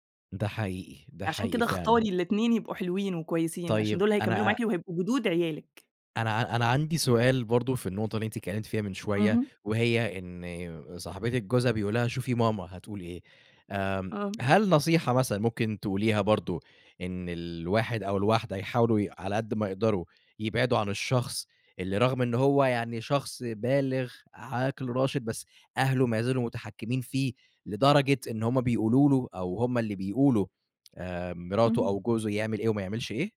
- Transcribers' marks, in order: tapping
- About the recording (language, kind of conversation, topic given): Arabic, podcast, إزاي بتتعاملوا مع تدخل أهل الشريك في خصوصياتكم؟